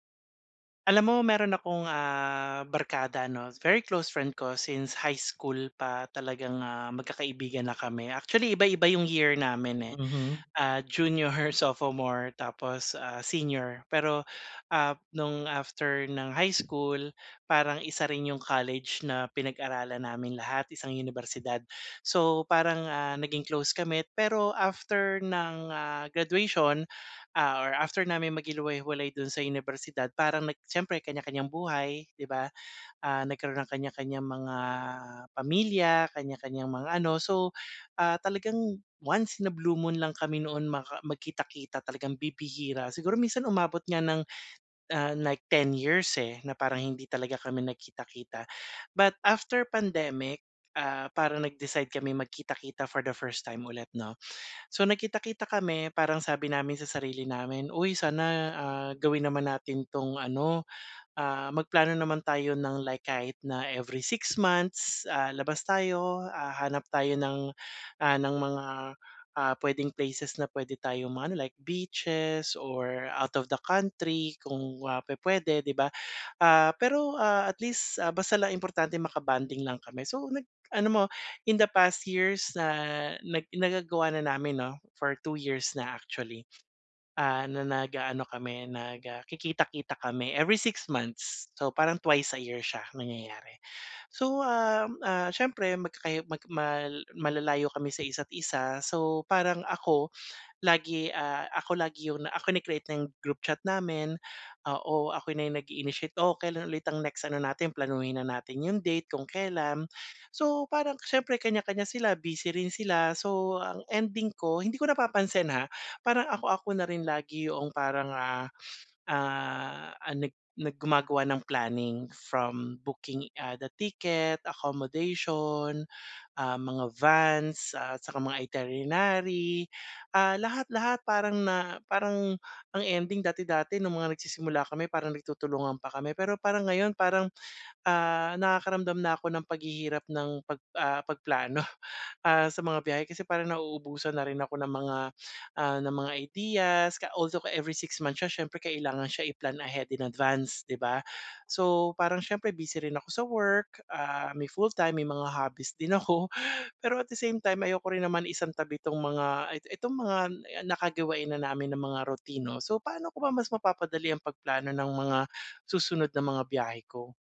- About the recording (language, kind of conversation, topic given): Filipino, advice, Paano ko mas mapapadali ang pagplano ng aking susunod na biyahe?
- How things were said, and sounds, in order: wind; tapping; in English: "once in a blue moon"